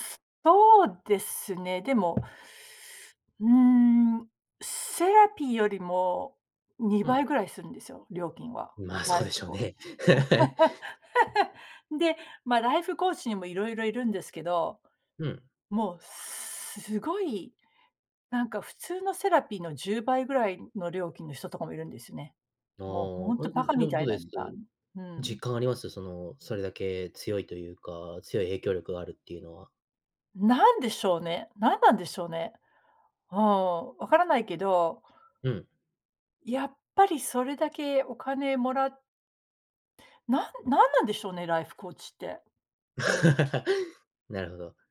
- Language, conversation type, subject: Japanese, podcast, 行き詰まったと感じたとき、どのように乗り越えますか？
- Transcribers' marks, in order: tapping; in English: "ライフコーチ"; laughing while speaking: "ま、そうでしょうね"; laugh; chuckle; in English: "ライフコーチ"; in English: "ライフコーチ"; laugh